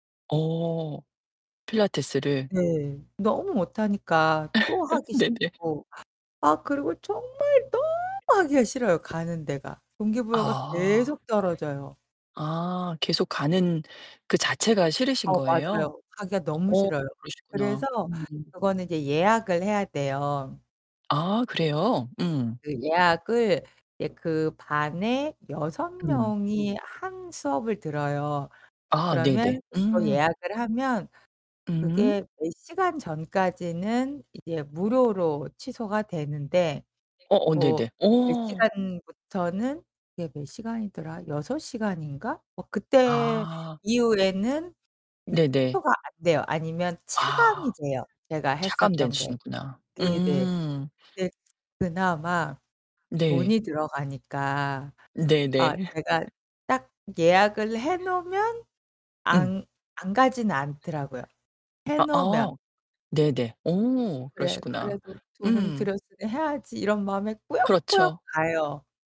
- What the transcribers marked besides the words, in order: static; laugh; laughing while speaking: "네, 네"; distorted speech; other background noise; tapping; background speech
- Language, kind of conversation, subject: Korean, advice, 운동을 시작했는데도 동기부여가 계속 떨어지는 이유가 무엇인가요?